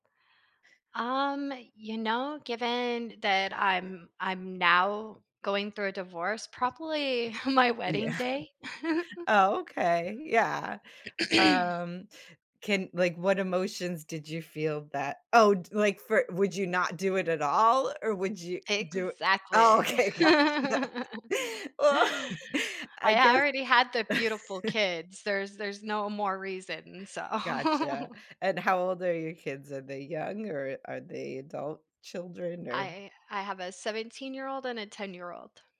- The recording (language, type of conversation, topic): English, unstructured, How do memories from your past shape who you are today?
- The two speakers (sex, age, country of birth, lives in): female, 40-44, United States, United States; female, 45-49, United States, United States
- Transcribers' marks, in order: chuckle; other background noise; laughing while speaking: "Yeah"; chuckle; throat clearing; laugh; laughing while speaking: "okay, gotcha"; laugh; chuckle